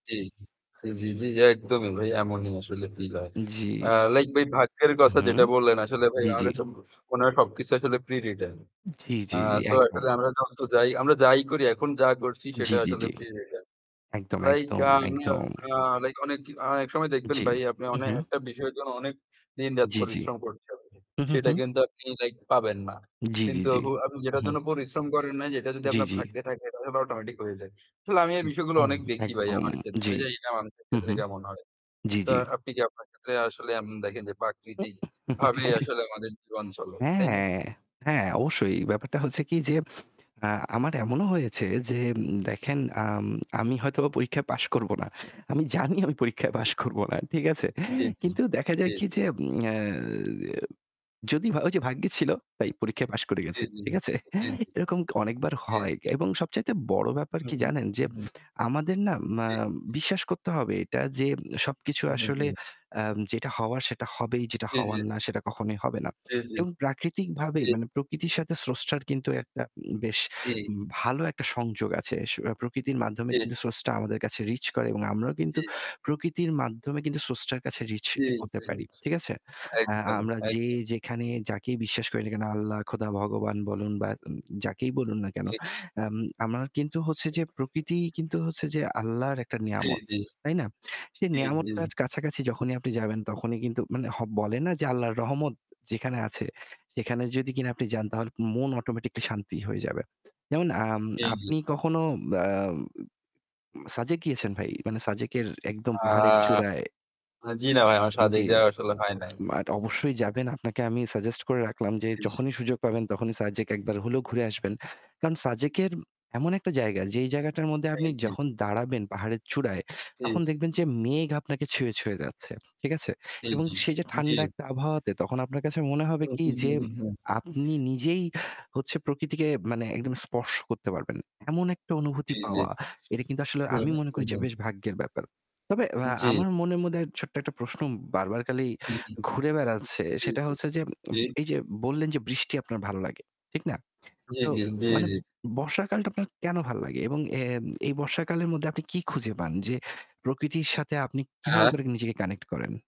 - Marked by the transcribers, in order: chuckle; static; laughing while speaking: "আমি জানি আমি পরীক্ষায় পাস করব না"; chuckle; unintelligible speech; unintelligible speech; other background noise; drawn out: "আ"; distorted speech; unintelligible speech; unintelligible speech; "খালি" said as "কালি"
- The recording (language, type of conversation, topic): Bengali, unstructured, প্রকৃতির কোন অংশ তোমাকে সবচেয়ে বেশি আনন্দ দেয়?